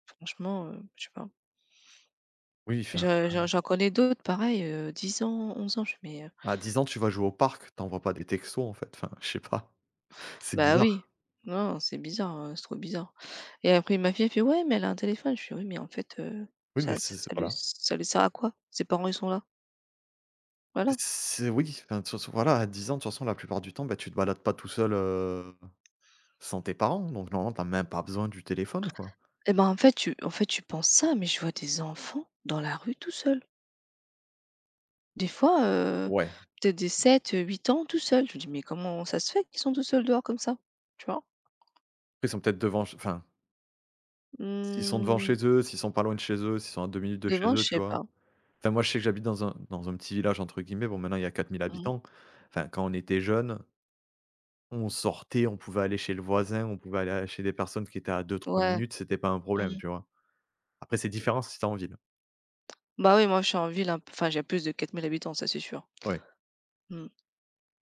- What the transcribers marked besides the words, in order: laughing while speaking: "je sais pas"; drawn out: "C'est"; tapping; other background noise; drawn out: "Mmh"
- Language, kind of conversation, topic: French, unstructured, Comment les réseaux sociaux influencent-ils vos interactions quotidiennes ?